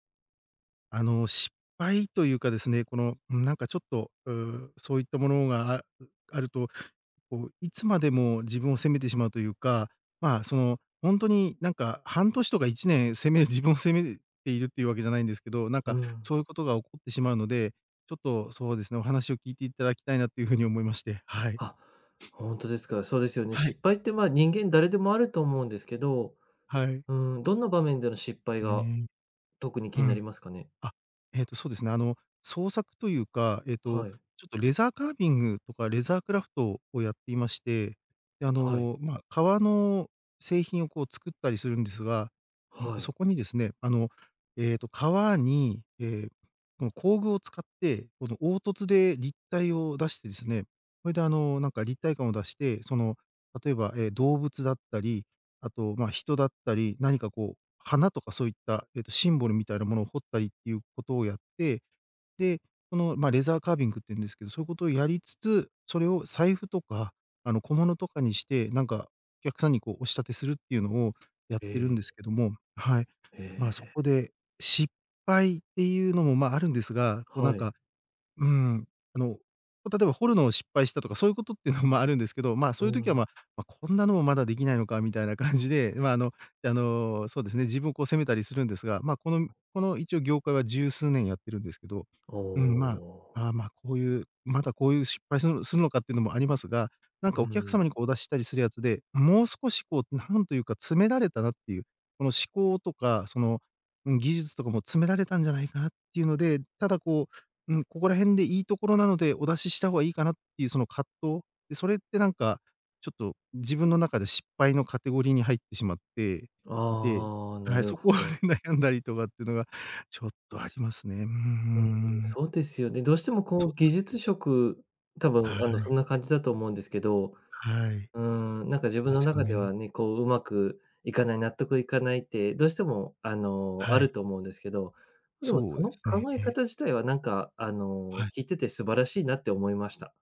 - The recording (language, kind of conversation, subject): Japanese, advice, 失敗するといつまでも自分を責めてしまう
- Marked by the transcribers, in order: in English: "レザーカービング"; in English: "レーザークラフト"; tapping; laughing while speaking: "そこで悩んだりとかっていうのが"